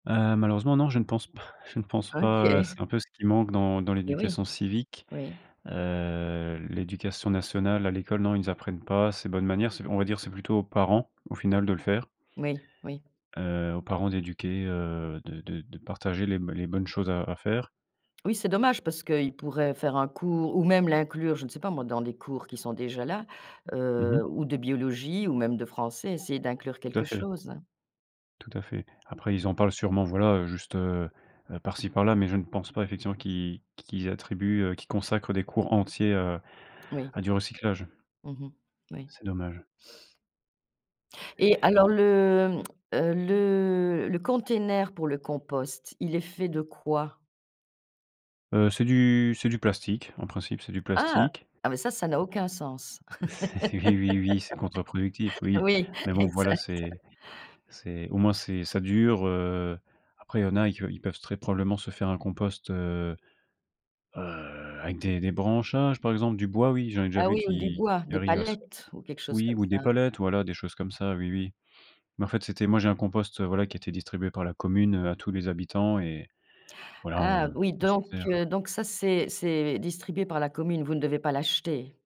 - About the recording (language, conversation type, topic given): French, podcast, As-tu une astuce simple pour réduire les déchets au quotidien ?
- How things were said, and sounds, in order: laughing while speaking: "p"; laughing while speaking: "OK"; tapping; other background noise; laughing while speaking: "C c'est eh"; laugh; laughing while speaking: "Oui, exact"